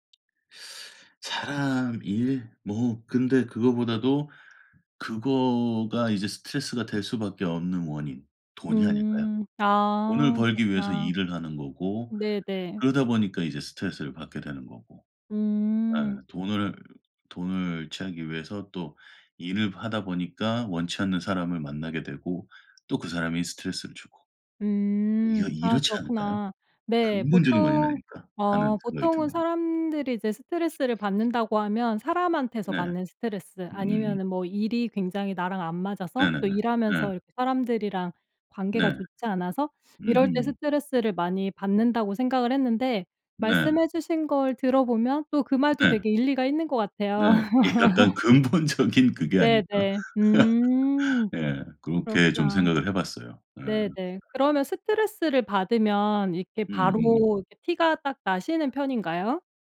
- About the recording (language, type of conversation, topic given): Korean, podcast, 스트레스를 받을 때는 보통 어떻게 푸시나요?
- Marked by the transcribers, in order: teeth sucking; other background noise; teeth sucking; laugh; laughing while speaking: "근본적인"; laugh; tapping